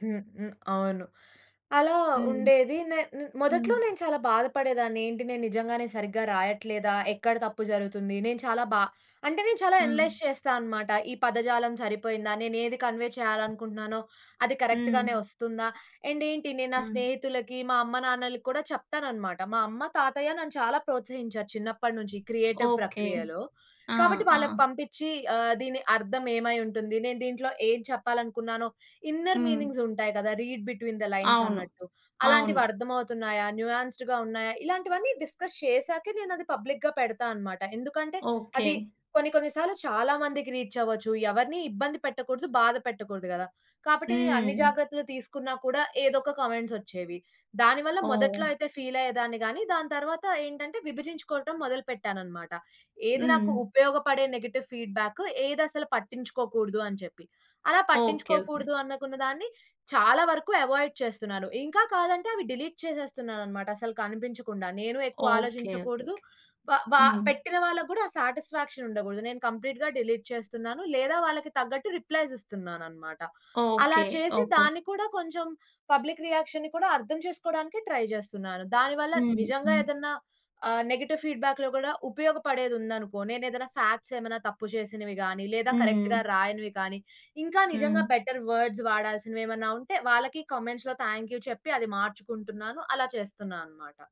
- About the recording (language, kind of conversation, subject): Telugu, podcast, పబ్లిక్ ప్రతిస్పందన మీ సృజనాత్మక ప్రక్రియను ఎలా మార్చుతుంది?
- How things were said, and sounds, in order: in English: "అనలైజ్"; in English: "కన్వే"; tapping; in English: "కరెక్ట్‌గానే"; in English: "అండ్"; in English: "క్రియేటివ్"; other background noise; in English: "ఇన్నర్ మీనింగ్స్"; in English: "రీడ్ బిట్వీన్ థ్ లైన్స్"; in English: "న్యూయాస్ద్‌గా"; in English: "డిస్కస్"; in English: "పబ్లిక్‌గా"; in English: "రీచ్"; in English: "కామెంట్స్"; in English: "ఫీల్"; in English: "నెగెటివ్"; in English: "అవాయిడ్"; in English: "డిలీట్"; in English: "సాటిస్ఫాక్షన్"; in English: "కంప్లీట్‌గా డిలీట్"; in English: "రిప్లైస్"; in English: "పబ్లిక్ రియాక్షన్‌ని"; in English: "ట్రై"; in English: "నెగెటివ్ ఫీడ్‌బ్యాక్‌లో"; in English: "ఫాక్ట్స్"; in English: "కరెక్ట్‌గా"; in English: "బెటర్ వర్డ్స్"; in English: "కామెంట్స్‌లో థాంక్ యూ"